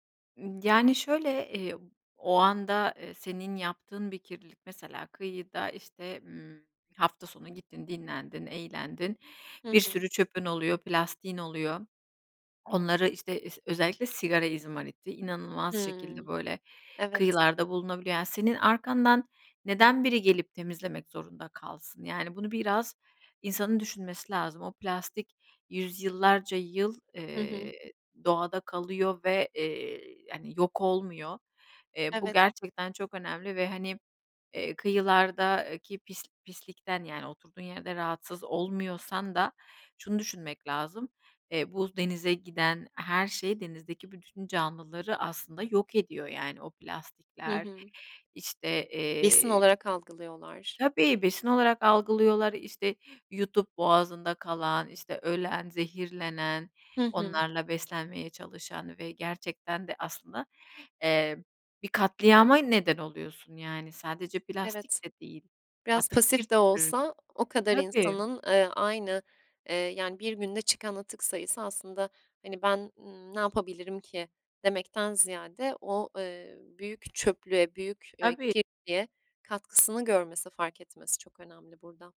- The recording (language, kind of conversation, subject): Turkish, podcast, Kıyı ve denizleri korumaya bireyler nasıl katkıda bulunabilir?
- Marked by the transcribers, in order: swallow; tapping; other background noise